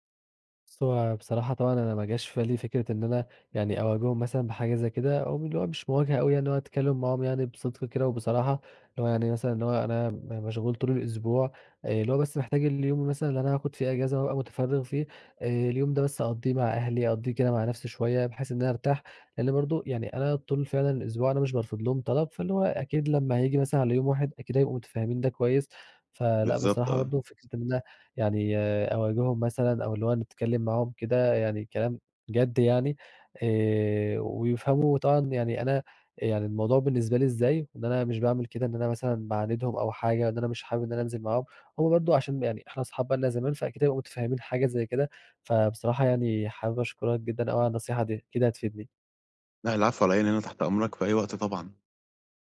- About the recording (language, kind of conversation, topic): Arabic, advice, إزاي أوازن بين وقت فراغي وطلبات أصحابي من غير توتر؟
- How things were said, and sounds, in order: none